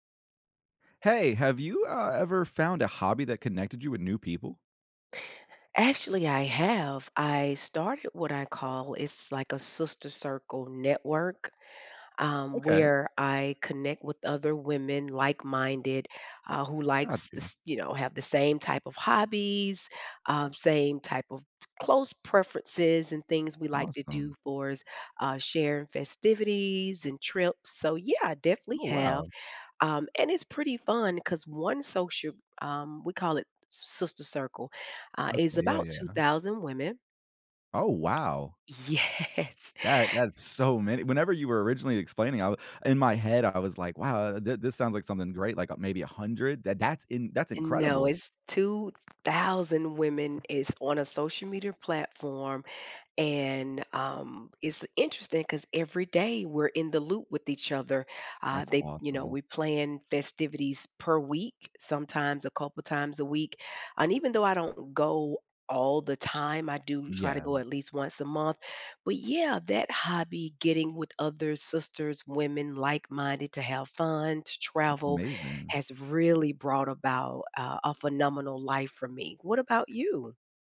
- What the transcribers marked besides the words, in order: tapping; laughing while speaking: "Yes"; stressed: "thousand"
- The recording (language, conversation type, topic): English, unstructured, Have you ever found a hobby that connected you with new people?
- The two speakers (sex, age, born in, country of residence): female, 45-49, United States, United States; male, 30-34, United States, United States